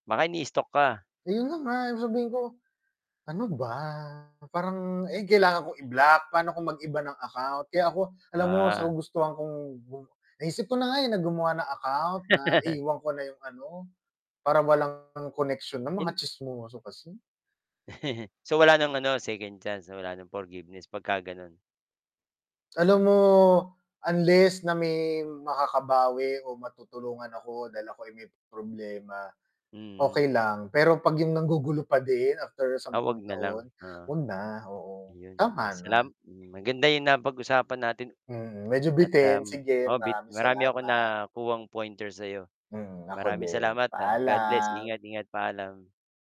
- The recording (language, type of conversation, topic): Filipino, unstructured, Ano ang ginagawa mo kapag nagtaksil ang isang kaibigan sa iyong pagtitiwala?
- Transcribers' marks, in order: static; distorted speech; laugh; chuckle